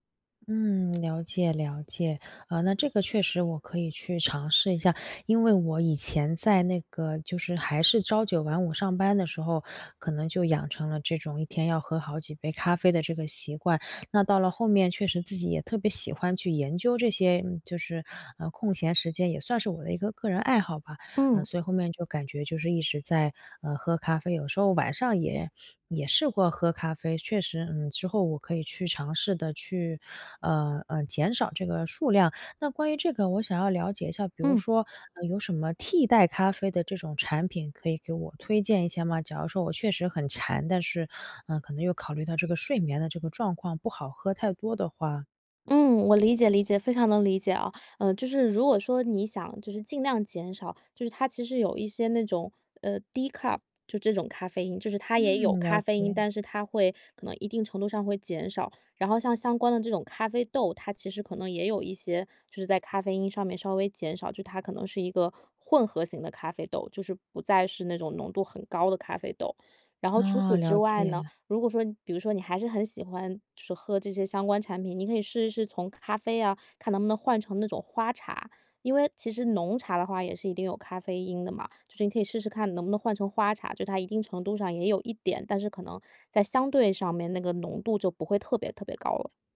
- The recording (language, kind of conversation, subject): Chinese, advice, 如何建立稳定睡眠作息
- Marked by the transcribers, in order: in English: "decaf"